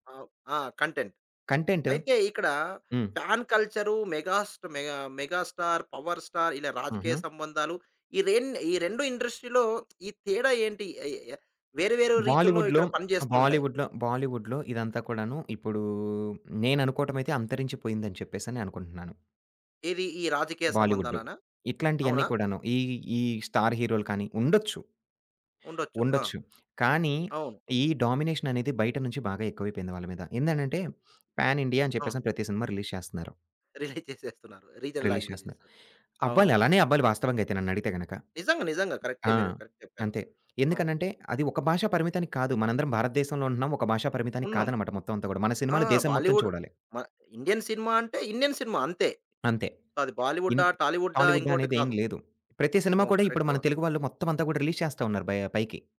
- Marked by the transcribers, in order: in English: "కంటెంట్"; in English: "కంటెంట్"; other background noise; in English: "ఇండస్ట్రీ‌లో"; in English: "బాలీవుడ్‌లో"; in English: "బాలీవుడ్‌లో, బాలీవుడ్‌లో"; in English: "స్టార్"; in English: "డామినేషన్"; sniff; in English: "ప్యాన్ ఇండియా"; in English: "రిలీజ్"; chuckle; in English: "రిలీజ్"; in English: "రిలీజ్"; in English: "రీజనల్ లాంగ్వేజెస్"; in English: "కరెక్ట్"; in English: "సో"; in English: "రిలీజ్"
- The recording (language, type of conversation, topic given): Telugu, podcast, బాలీవుడ్ మరియు టాలీవుడ్‌ల పాపులర్ కల్చర్‌లో ఉన్న ప్రధాన తేడాలు ఏమిటి?